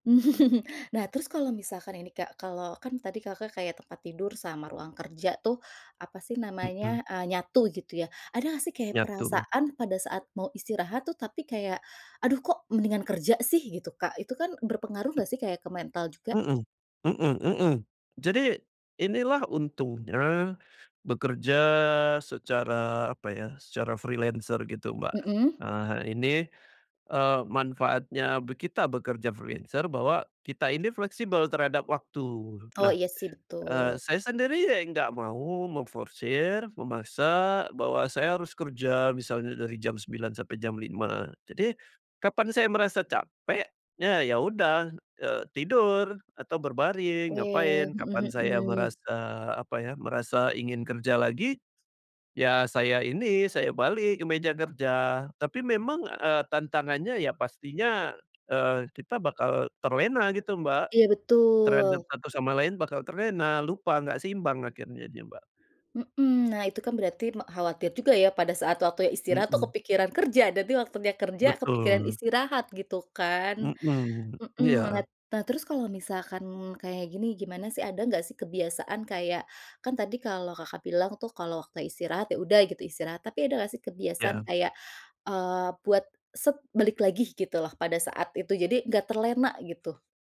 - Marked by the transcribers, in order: chuckle; in English: "freelancer"; in English: "freelancer"
- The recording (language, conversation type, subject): Indonesian, podcast, Bagaimana cara memisahkan area kerja dan area istirahat di rumah yang kecil?